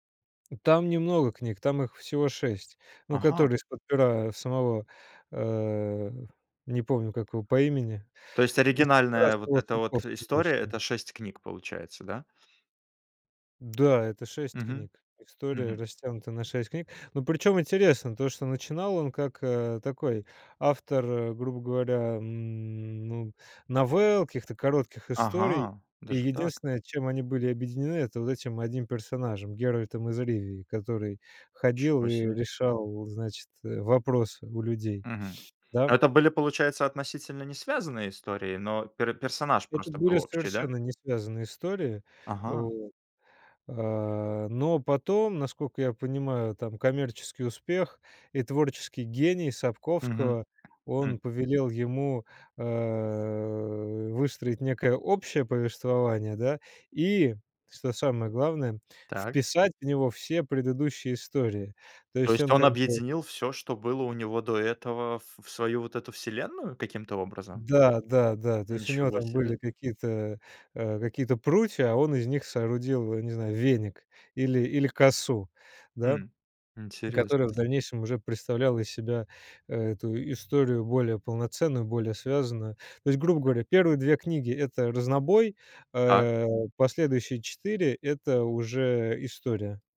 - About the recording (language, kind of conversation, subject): Russian, podcast, Какая книга помогает тебе убежать от повседневности?
- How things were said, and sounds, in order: tapping